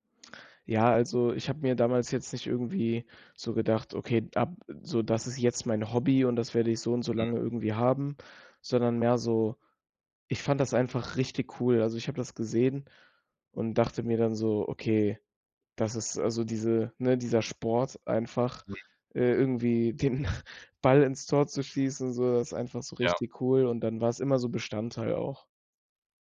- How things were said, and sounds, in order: laughing while speaking: "den"
- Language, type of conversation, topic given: German, podcast, Wie hast du dein liebstes Hobby entdeckt?